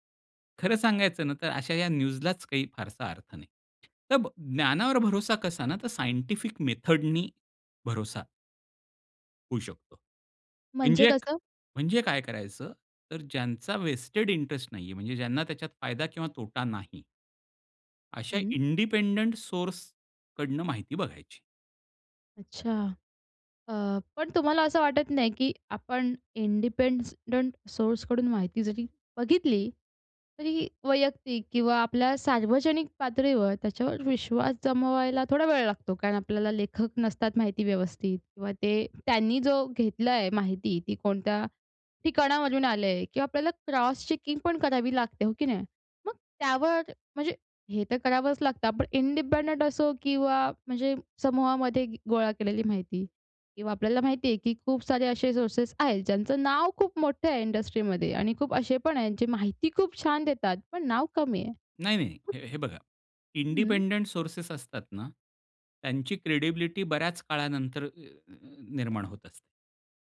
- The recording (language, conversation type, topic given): Marathi, podcast, निवडून सादर केलेल्या माहितीस आपण विश्वासार्ह कसे मानतो?
- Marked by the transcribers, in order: in English: "न्यूजलाच"; tapping; in English: "सायंटिफिक मेथडनी"; in English: "व्हेस्टेड"; stressed: "इंडिपेंडंट सोर्स"; in English: "इंडिपेंडंट"; in English: "इंडिपेंसडंट"; "इंडिपेंडंट" said as "इंडिपेंसडंट"; other background noise; in English: "चेकिंग"; in English: "इंडिपेंडंट"; stressed: "नाव"; in English: "इंडस्ट्रीमध्ये"; stressed: "माहिती"; in English: "इंडिपेंडंट"; in English: "क्रेडिबिलिटी"